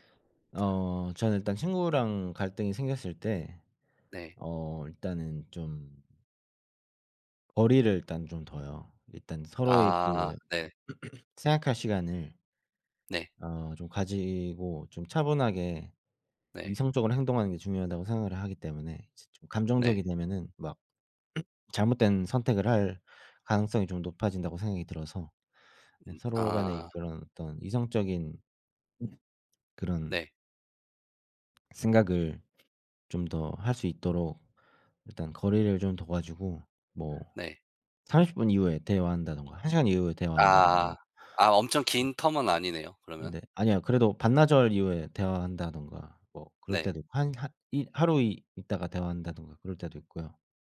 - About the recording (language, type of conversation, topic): Korean, unstructured, 친구와 갈등이 생겼을 때 어떻게 해결하나요?
- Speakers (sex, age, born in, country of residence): male, 30-34, South Korea, Germany; male, 35-39, United States, United States
- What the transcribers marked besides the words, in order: throat clearing; throat clearing; other noise; tapping; other background noise; in English: "텀은"